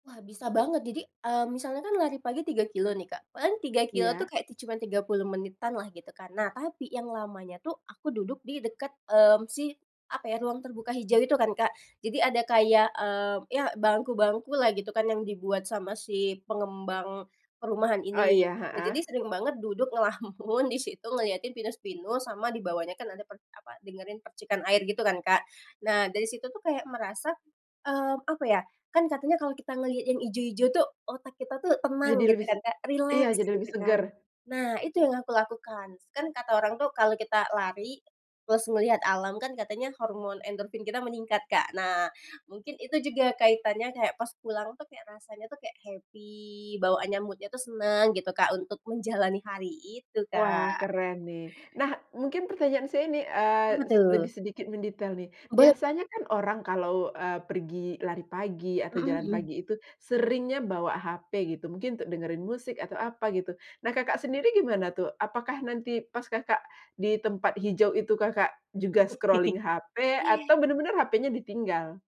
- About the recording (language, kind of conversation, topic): Indonesian, podcast, Apa rutinitas pagimu di rumah yang paling membantu kamu tetap produktif?
- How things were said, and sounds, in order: laughing while speaking: "ngelamun"; tapping; other background noise; in English: "happy"; in English: "mood-nya"; laugh; in English: "scrolling"